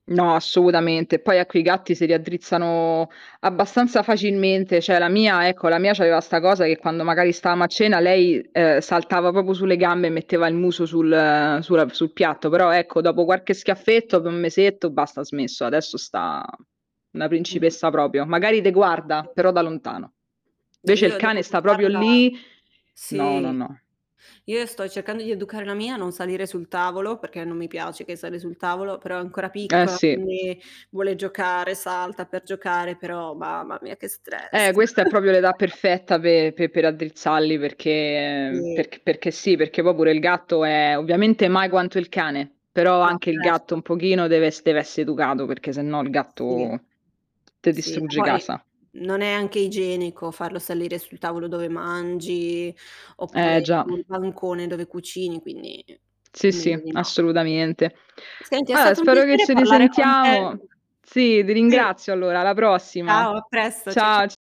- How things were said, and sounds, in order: "raddrizzano" said as "riaddrizzano"; static; unintelligible speech; tapping; distorted speech; "proprio" said as "propio"; other background noise; "proprio" said as "propio"; "proprio" said as "propio"; chuckle; "raddrizzarli" said as "raddrizzalli"
- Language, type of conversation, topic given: Italian, unstructured, Qual è la cosa più dolce che un animale abbia mai fatto per te?